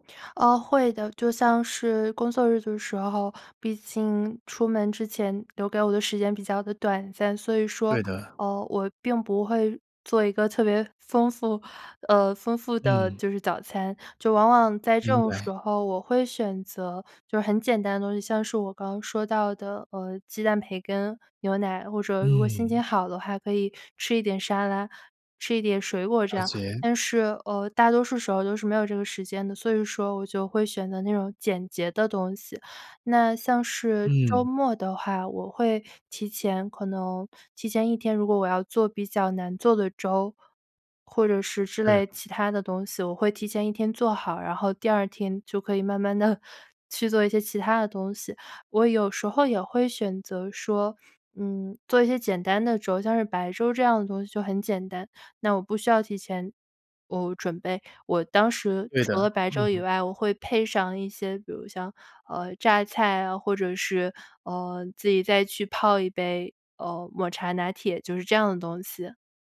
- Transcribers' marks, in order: other background noise; laughing while speaking: "慢地"
- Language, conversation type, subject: Chinese, podcast, 你吃早餐时通常有哪些固定的习惯或偏好？